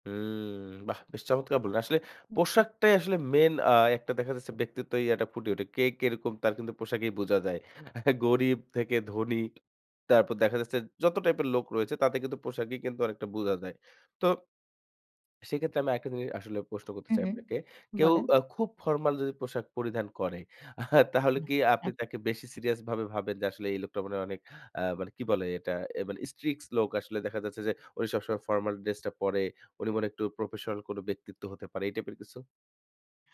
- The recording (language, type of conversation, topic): Bengali, podcast, পোশাক ও সাজ-গোছ কীভাবে মানুষের মনে প্রথম ছাপ তৈরি করে?
- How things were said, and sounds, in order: unintelligible speech; scoff; swallow; scoff; unintelligible speech; in English: "strics"; "strict" said as "strics"